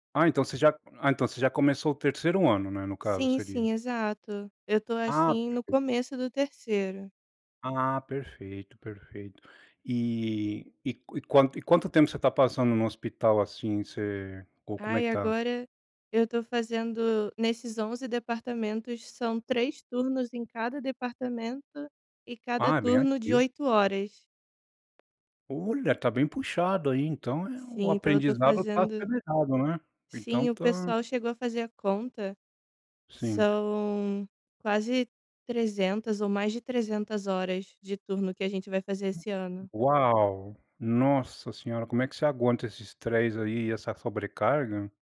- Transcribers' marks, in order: tapping
- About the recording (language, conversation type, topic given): Portuguese, podcast, O que é mais importante: a nota ou o aprendizado?